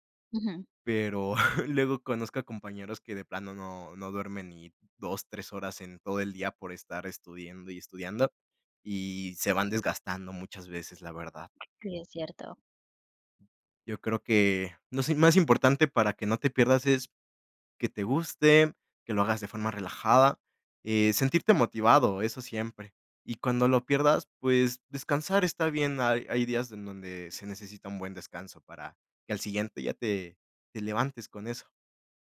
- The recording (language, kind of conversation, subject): Spanish, podcast, ¿Qué haces cuando pierdes motivación para seguir un hábito?
- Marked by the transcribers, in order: chuckle; "estudiando" said as "estudiendo"; tapping; other background noise